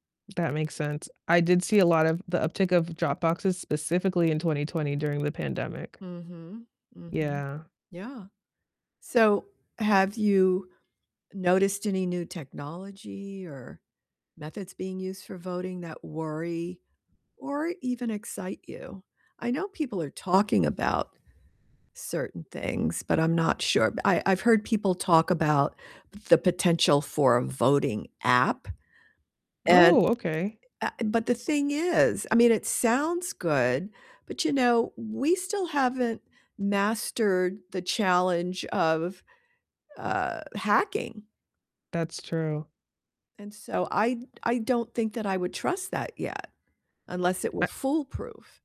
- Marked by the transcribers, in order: distorted speech; other background noise; static
- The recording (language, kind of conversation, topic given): English, unstructured, How should we address concerns about the future of voting rights?
- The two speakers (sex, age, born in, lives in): female, 30-34, United States, United States; female, 75-79, United States, United States